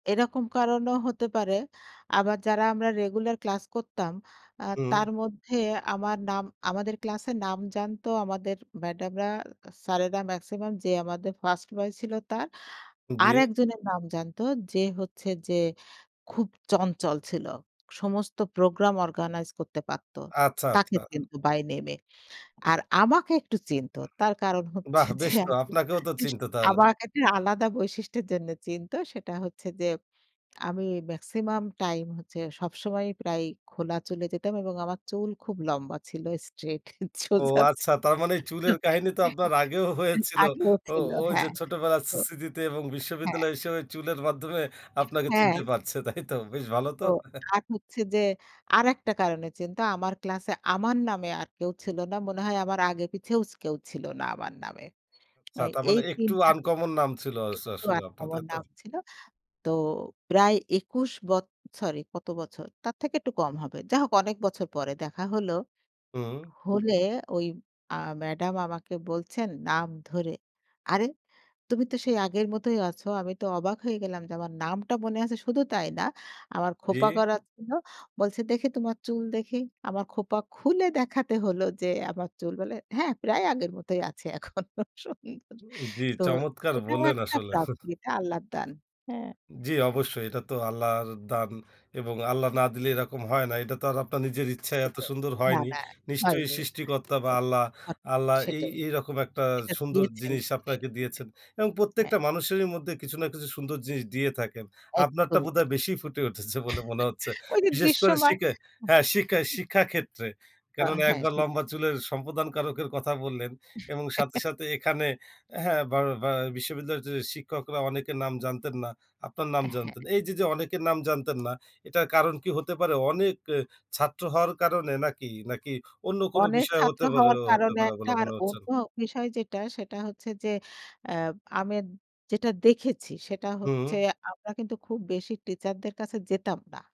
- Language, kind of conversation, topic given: Bengali, podcast, আপনার কোনো শিক্ষকের সঙ্গে কি এমন কোনো স্মরণীয় মুহূর্ত আছে, যা আপনি বর্ণনা করতে চান?
- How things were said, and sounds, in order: laughing while speaking: "হচ্ছে যে"; unintelligible speech; tapping; laughing while speaking: "সোজা যা ছি"; chuckle; other background noise; laughing while speaking: "তাই তো?"; chuckle; alarm; unintelligible speech; laughing while speaking: "এখনো সুন্দর"; chuckle; unintelligible speech; laughing while speaking: "উঠেছে বলে"; chuckle; chuckle; unintelligible speech; chuckle